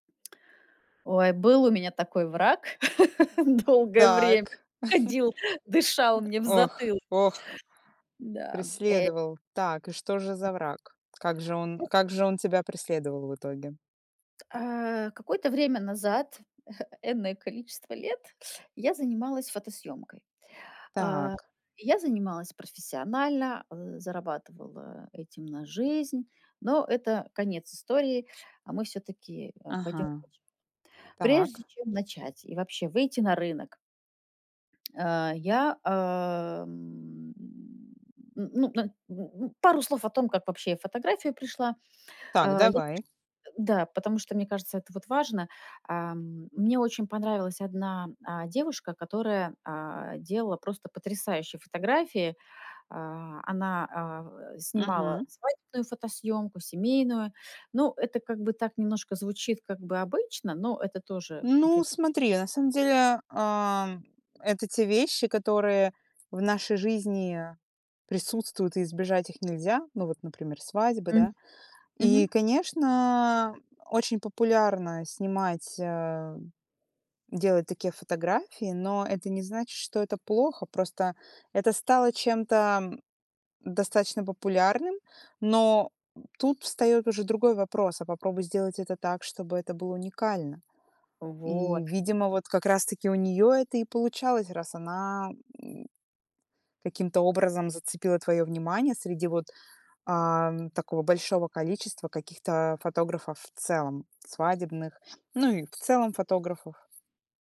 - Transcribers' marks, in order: laugh; laughing while speaking: "долгое время"; chuckle; tapping; chuckle
- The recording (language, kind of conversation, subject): Russian, podcast, Как перфекционизм мешает решиться на выбор?